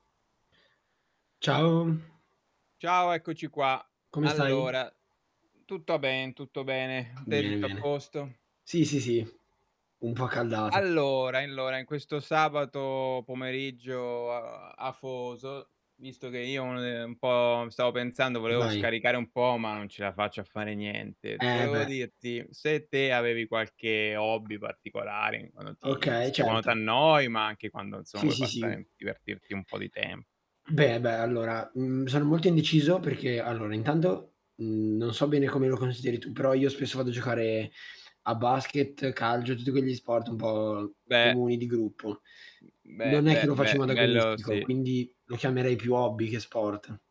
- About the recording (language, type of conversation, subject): Italian, unstructured, Qual è il tuo hobby preferito e perché ti piace così tanto?
- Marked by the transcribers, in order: static; snort; tapping; "allora" said as "einlora"; unintelligible speech; "insomma" said as "nsomma"; other background noise; other noise; "calcio" said as "calgio"